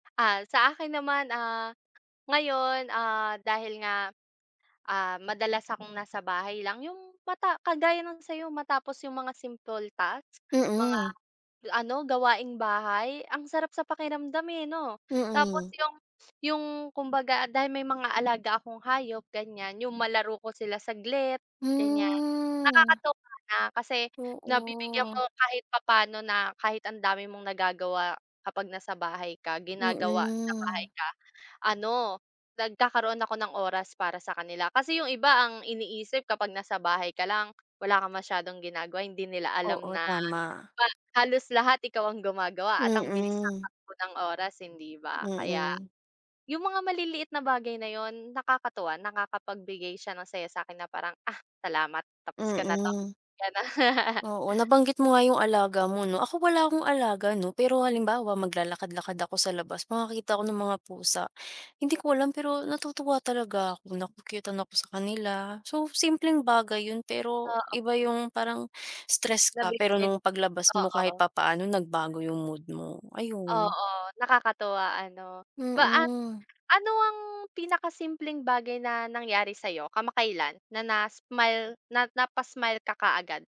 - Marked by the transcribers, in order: other background noise; drawn out: "Mm"; tapping; laughing while speaking: "Ganun"; unintelligible speech
- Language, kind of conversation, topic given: Filipino, unstructured, Ano ang mga maliliit na tagumpay na nagbibigay ng saya sa iyo?